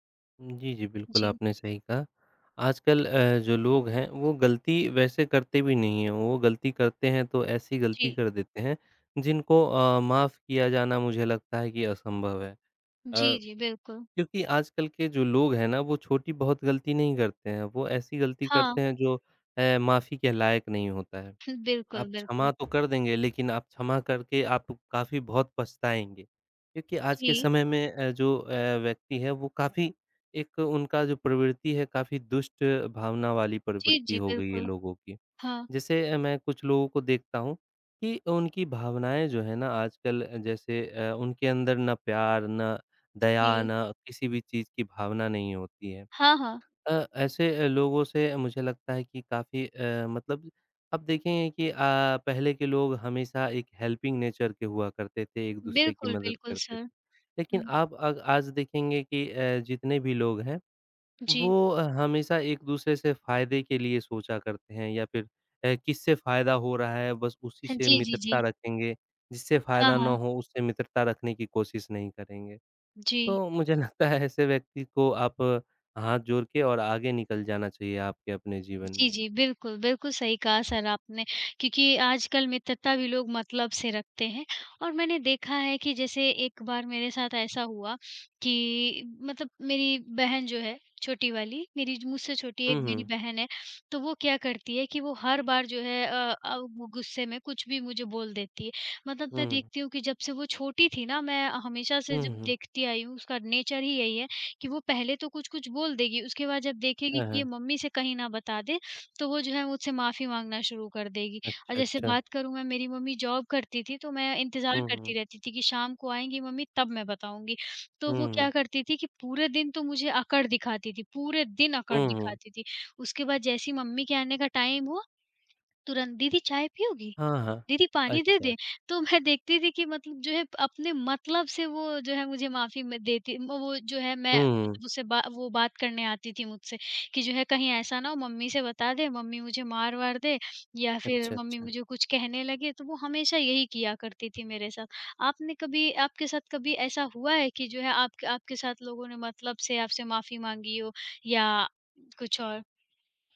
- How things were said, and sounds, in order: tapping; other background noise; in English: "हेल्पिंग नेचर"; laughing while speaking: "लगता है"; in English: "नेचर"; in English: "जॉब"; in English: "टाइम"
- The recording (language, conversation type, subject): Hindi, unstructured, क्या क्षमा करना ज़रूरी होता है, और क्यों?